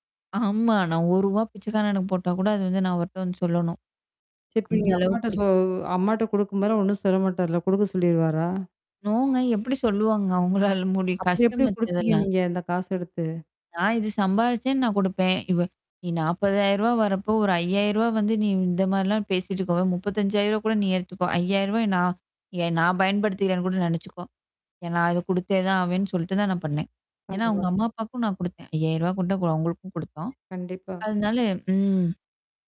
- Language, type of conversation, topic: Tamil, podcast, வாழ்க்கையில் வரும் கடுமையான சவால்களை நீங்கள் எப்படி சமாளித்து கடக்கிறீர்கள்?
- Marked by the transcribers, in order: static; tapping; distorted speech; in English: "நோங்க"; other background noise; unintelligible speech